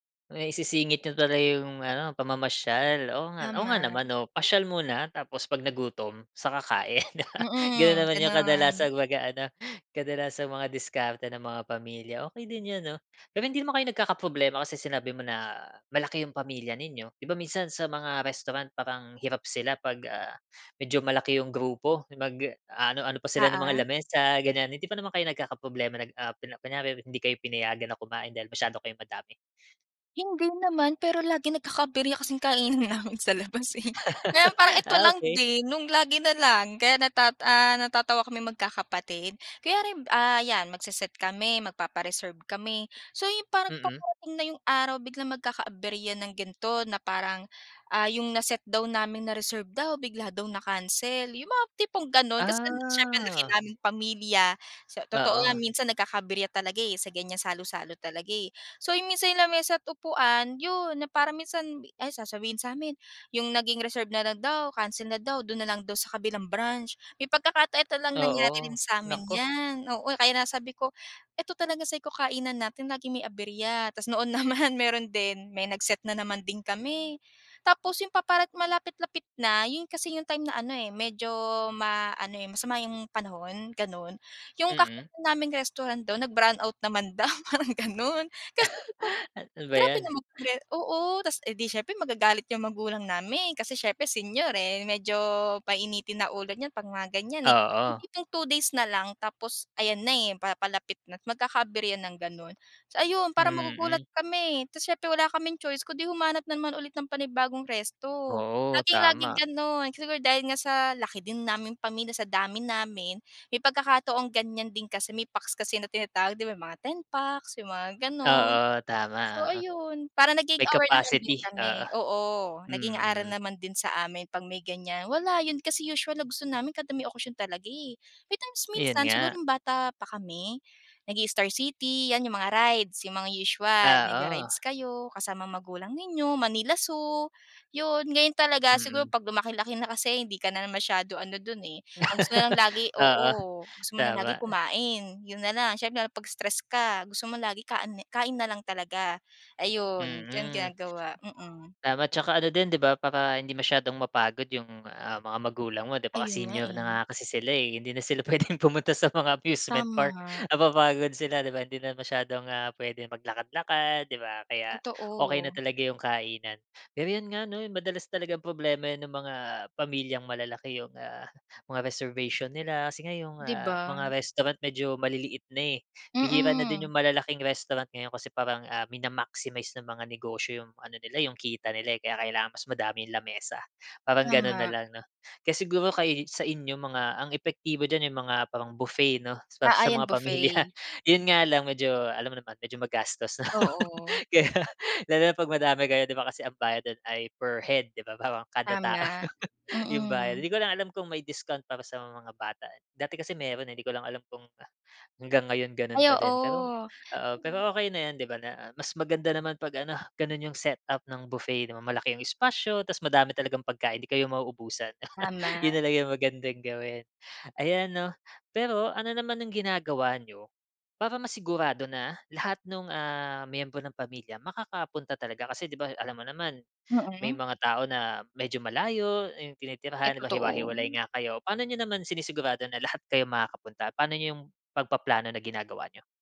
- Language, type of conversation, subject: Filipino, podcast, Ano ang paborito ninyong tradisyon sa pamilya?
- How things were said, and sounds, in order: laugh; laughing while speaking: "kainan namin sa labas eh"; other background noise; laughing while speaking: "naman"; laughing while speaking: "naman daw, parang ganon"; laughing while speaking: "Hindi na sila puwedeng pumunta … sila 'di ba?"; laughing while speaking: "pamilya"; laughing while speaking: "lang. Kaya"; laughing while speaking: "tao"; unintelligible speech; chuckle